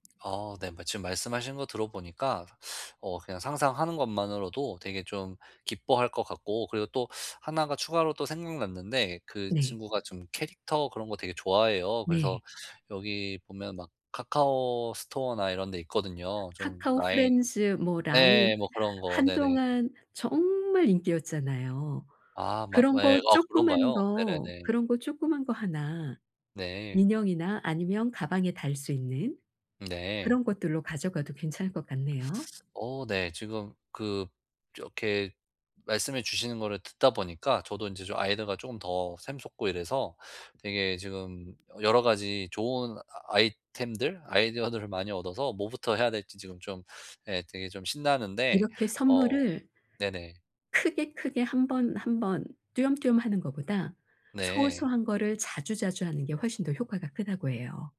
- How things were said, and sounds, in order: other background noise; tapping
- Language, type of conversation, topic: Korean, advice, 예산 안에서 품질 좋은 상품을 찾으려면 어디서부터 어떻게 시작하면 좋을까요?